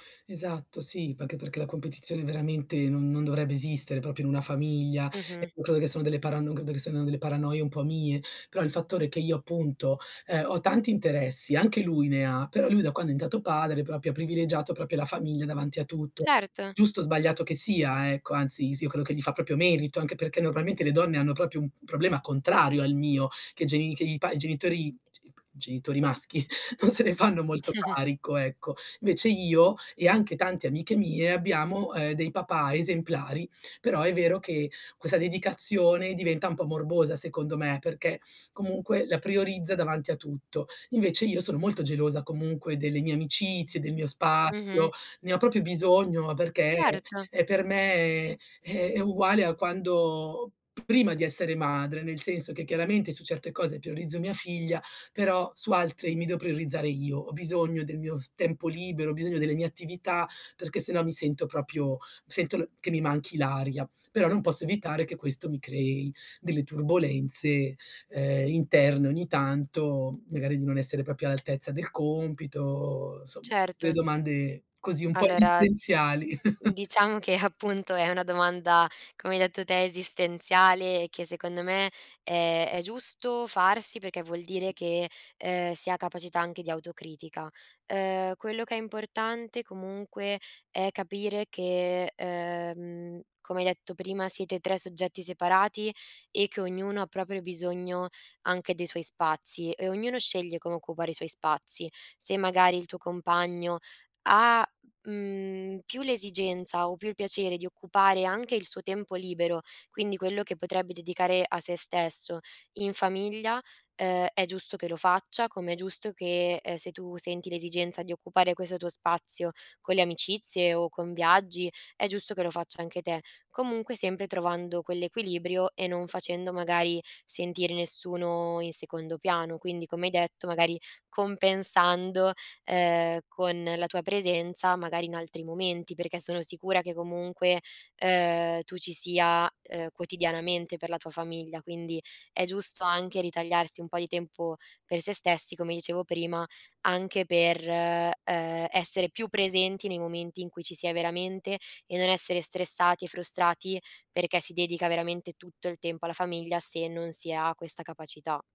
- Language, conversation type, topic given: Italian, advice, Come descriveresti il senso di colpa che provi quando ti prendi del tempo per te?
- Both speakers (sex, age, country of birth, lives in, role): female, 20-24, Italy, Italy, advisor; female, 40-44, Italy, Spain, user
- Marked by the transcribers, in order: "Perché-" said as "pecchè"; "proprio" said as "propio"; "diventato" said as "tato"; "proprio" said as "propio"; "proprio" said as "propio"; "proprio" said as "propio"; "proprio" said as "propio"; chuckle; laughing while speaking: "non se ne fanno molto"; sniff; "proprio" said as "propio"; "proprio" said as "propio"; "proprio" said as "propio"; laughing while speaking: "che"; chuckle; "proprio" said as "propio"